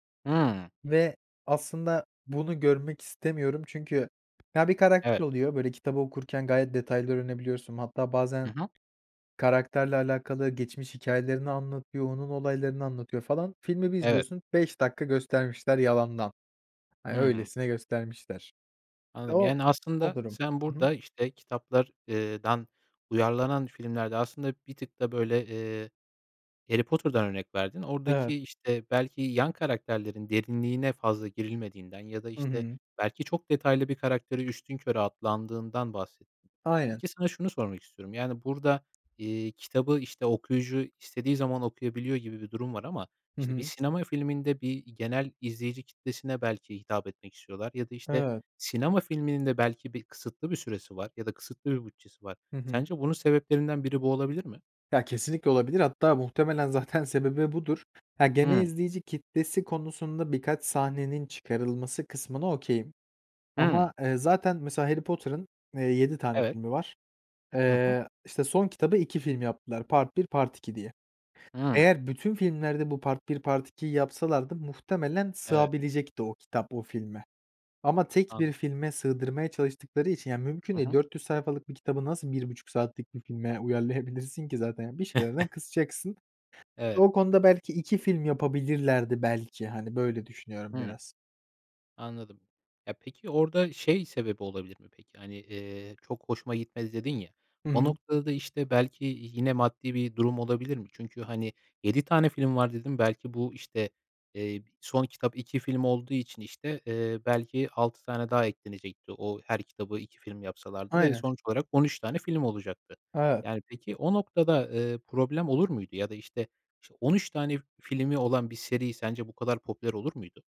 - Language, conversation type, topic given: Turkish, podcast, Bir kitabı filme uyarlasalar, filmde en çok neyi görmek isterdin?
- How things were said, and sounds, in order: tapping; in English: "okay'im"; in English: "Part"; in English: "part"; in English: "part"; in English: "part"; chuckle